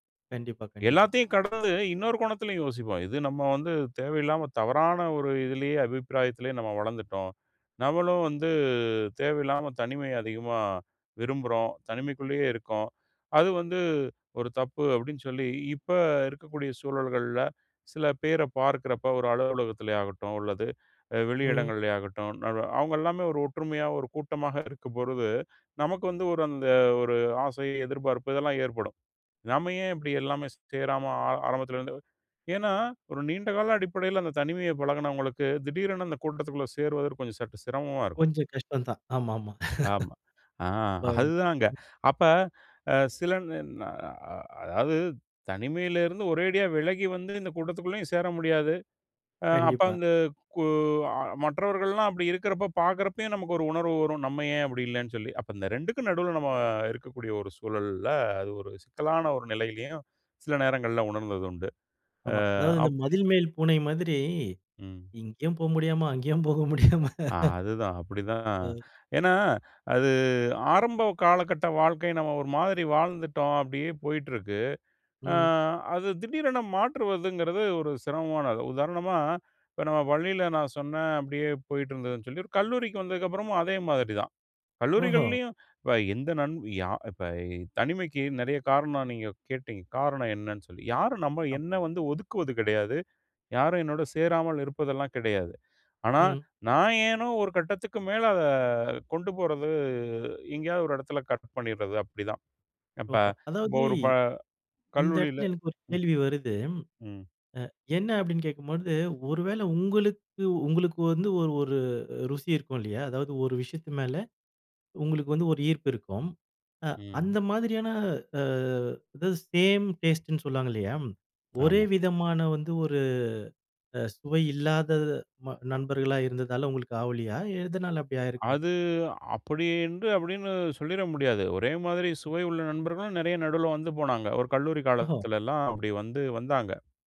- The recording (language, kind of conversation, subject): Tamil, podcast, தனிமை என்றால் உங்களுக்கு என்ன உணர்வு தருகிறது?
- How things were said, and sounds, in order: other background noise; "பொழுது" said as "போருது"; other noise; chuckle; laugh; "கல்லூரில" said as "கல்லூளில"; in English: "சேம் டேஸ்ட்டுன்னு"